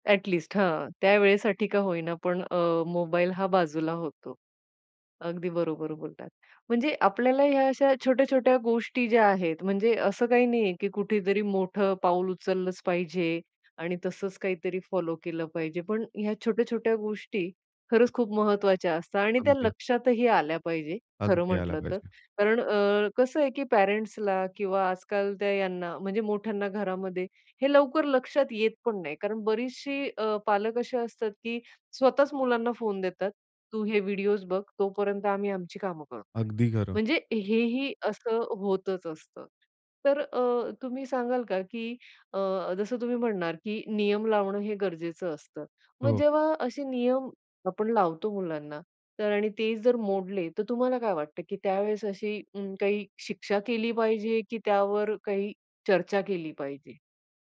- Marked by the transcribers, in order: none
- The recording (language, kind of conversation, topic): Marathi, podcast, घरात मोबाईल वापराचे नियम कसे ठरवावेत?